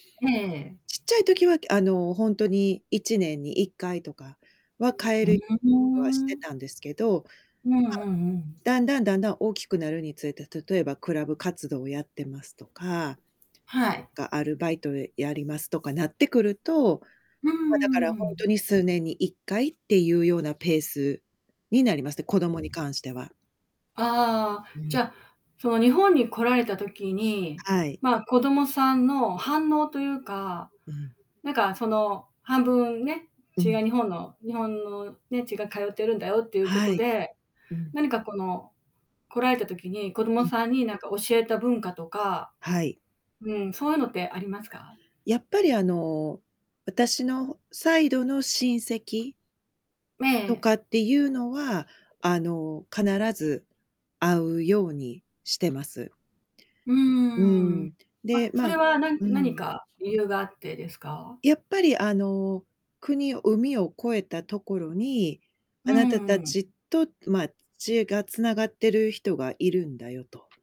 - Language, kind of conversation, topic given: Japanese, podcast, 子どもに自分のルーツをどのように伝えればよいですか？
- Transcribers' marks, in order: static; tapping; unintelligible speech; distorted speech; other background noise; "血" said as "ちゆ"